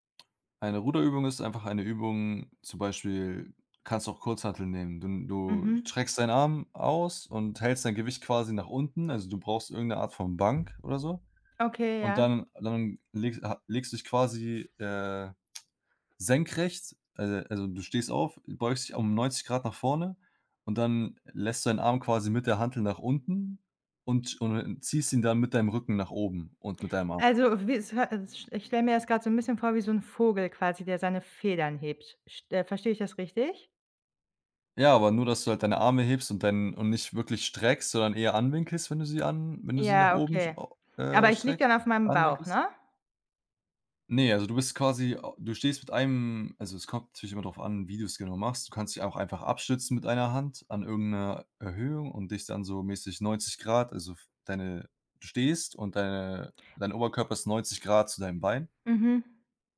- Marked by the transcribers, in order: none
- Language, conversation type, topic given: German, advice, Wie kann ich passende Trainingsziele und einen Trainingsplan auswählen, wenn ich unsicher bin?